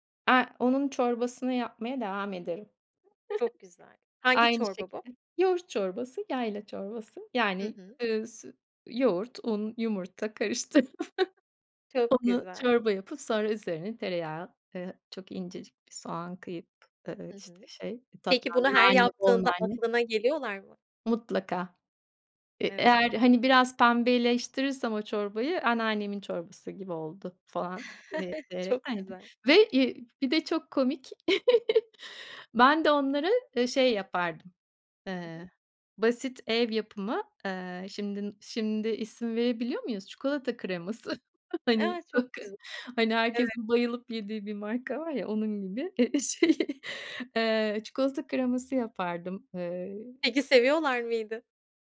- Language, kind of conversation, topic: Turkish, podcast, Sence yemekle anılar arasında nasıl bir bağ var?
- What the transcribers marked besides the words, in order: chuckle; other background noise; laughing while speaking: "karıştırıp"; tapping; chuckle; chuckle; laughing while speaking: "hani"; unintelligible speech; laughing while speaking: "Eee, şey"